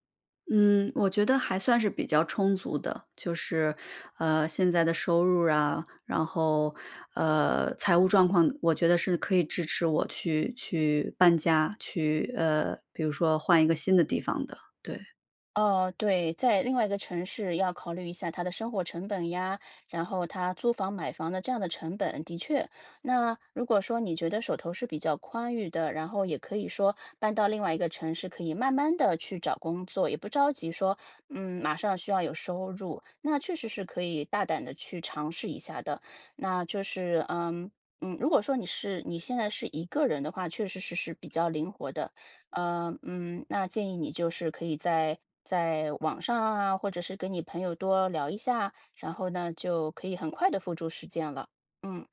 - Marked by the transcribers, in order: none
- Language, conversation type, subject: Chinese, advice, 你正在考虑搬到另一个城市开始新生活吗？